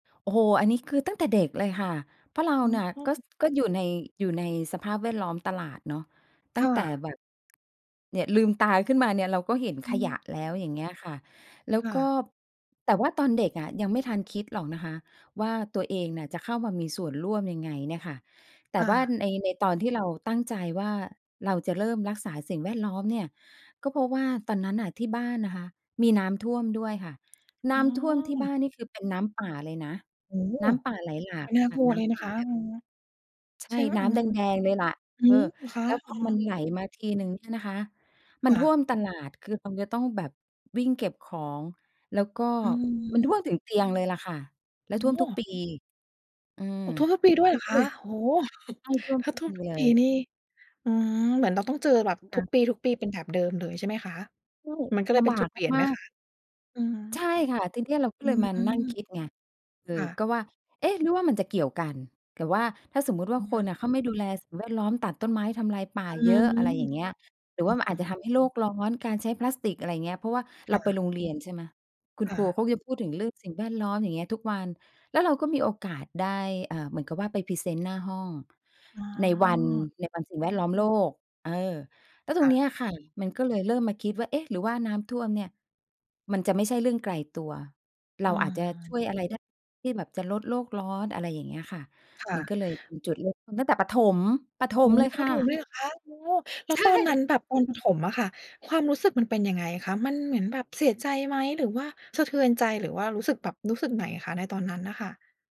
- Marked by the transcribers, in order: unintelligible speech; tapping; unintelligible speech; chuckle; unintelligible speech; laughing while speaking: "ใช่"
- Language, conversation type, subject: Thai, podcast, อะไรคือประสบการณ์ที่ทำให้คุณเริ่มใส่ใจสิ่งแวดล้อมมากขึ้น?